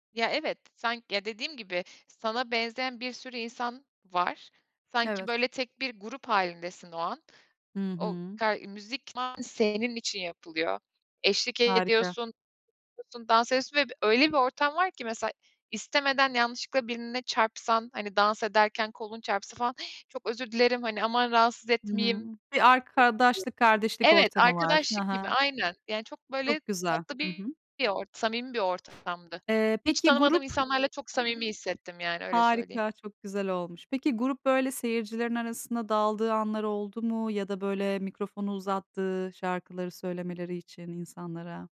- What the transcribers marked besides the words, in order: tapping; other background noise; unintelligible speech; unintelligible speech
- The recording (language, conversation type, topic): Turkish, podcast, Bir festivale katıldığında neler hissettin?